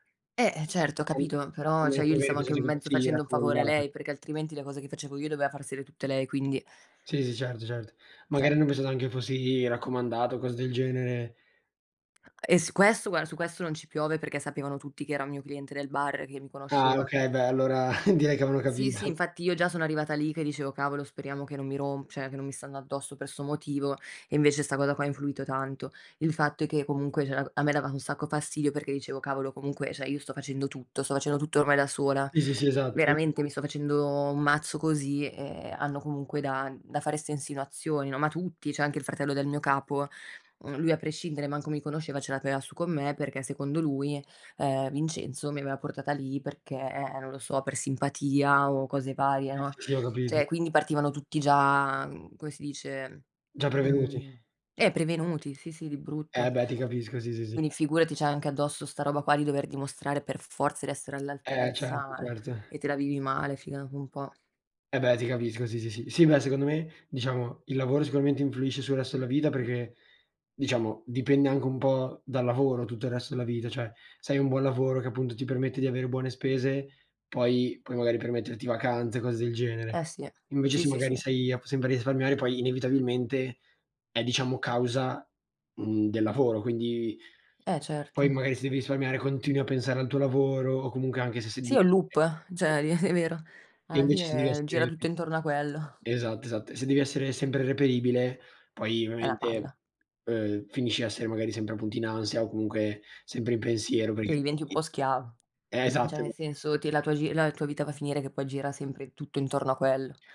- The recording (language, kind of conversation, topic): Italian, unstructured, Qual è la cosa che ti rende più felice nel tuo lavoro?
- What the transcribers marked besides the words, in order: unintelligible speech; "Cioè" said as "ceh"; other background noise; "guarda" said as "guara"; chuckle; laughing while speaking: "capito"; "cioè" said as "ceh"; "cioè" said as "ceh"; "cioè" said as "ceh"; unintelligible speech; "cioè" said as "ceh"; "Cioè" said as "ceh"; tapping; "Cioè" said as "ceh"; "cioè" said as "ceh"; unintelligible speech; unintelligible speech; "Cioè" said as "ceh"